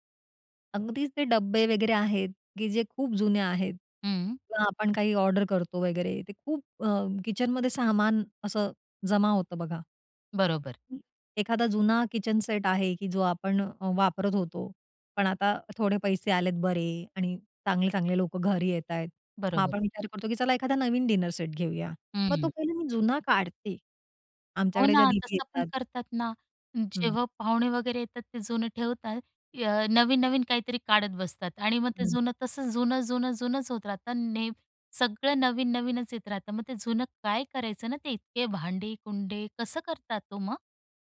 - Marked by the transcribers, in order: in English: "ऑडर"; "ऑर्डर" said as "ऑडर"; tapping; in English: "किचन सेट"; in English: "डिनर सेट"
- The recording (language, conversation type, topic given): Marathi, podcast, अनावश्यक वस्तू कमी करण्यासाठी तुमचा उपाय काय आहे?